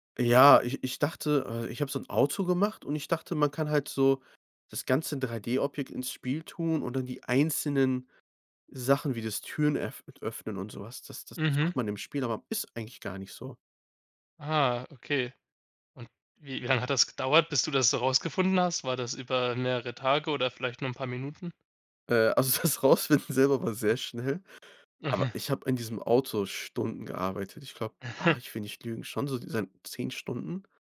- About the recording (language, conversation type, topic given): German, podcast, Welche Rolle spielen Fehler in deinem Lernprozess?
- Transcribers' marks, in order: other background noise; laughing while speaking: "das Rausfinden selber war sehr schnell"